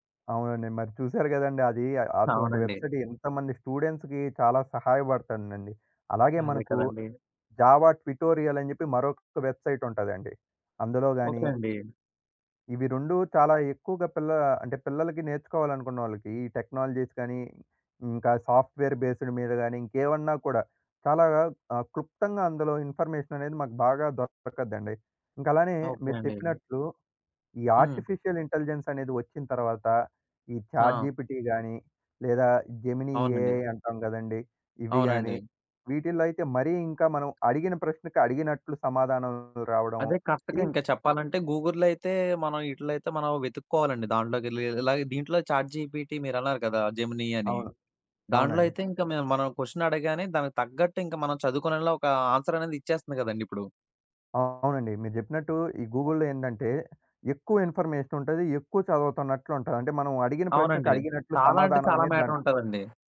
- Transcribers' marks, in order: other background noise; in English: "వెబ్‌సైట్"; in English: "స్టూడెంట్స్‌కి"; in English: "జావా ట్యుటోరియల్"; in English: "వెబ్‌సైట్"; tapping; in English: "టెక్నాలజీస్"; in English: "సాఫ్ట్ వేర్ బేస్డ్"; in English: "ఆర్టిఫిషియల్"; in English: "ఛాట్‌జీపిటీ"; in English: "జెమినీ ఏఐ"; in English: "గూగుల్‌లో"; in English: "చాట్‌జీపీటి"; in English: "జెమిని"; in English: "కొషన్"; in English: "గూగుల్‌లో"
- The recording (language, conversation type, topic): Telugu, podcast, పరిమిత బడ్జెట్‌లో ఒక నైపుణ్యాన్ని ఎలా నేర్చుకుంటారు?